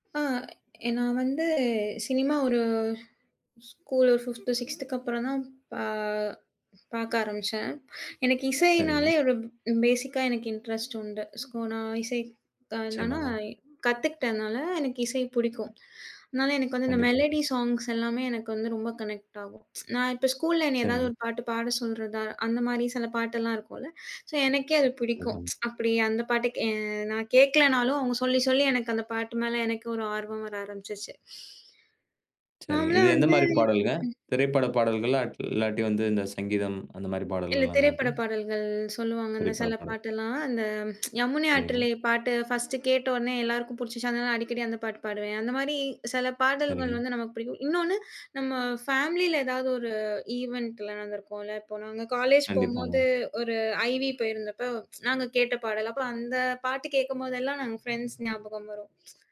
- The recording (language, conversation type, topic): Tamil, podcast, சினிமா இசை உங்கள் பாடல் ரசனையை எந்த அளவுக்கு பாதித்திருக்கிறது?
- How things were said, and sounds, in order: in English: "பேசிக்கா"; in English: "இண்டரெஸ்ட்"; in English: "மெலோடி ஸாங்க்ஸ்லாமே"; in English: "கனெக்ட்"; tsk; tsk; unintelligible speech; sigh; unintelligible speech; tsk; in English: "ஈவன்ட்ல"; tsk